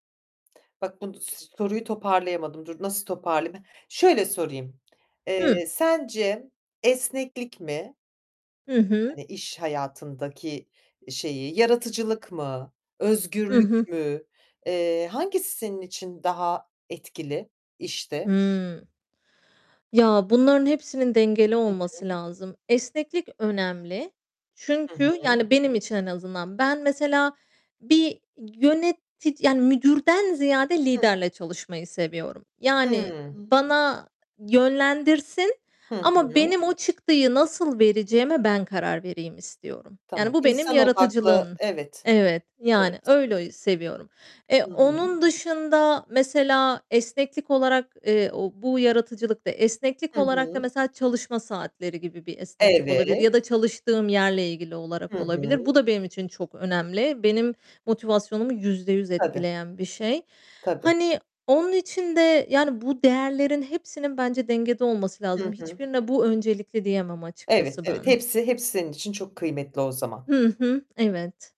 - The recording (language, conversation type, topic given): Turkish, podcast, İş değiştirirken en çok neye bakarsın?
- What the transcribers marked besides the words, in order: tapping; other background noise; distorted speech; static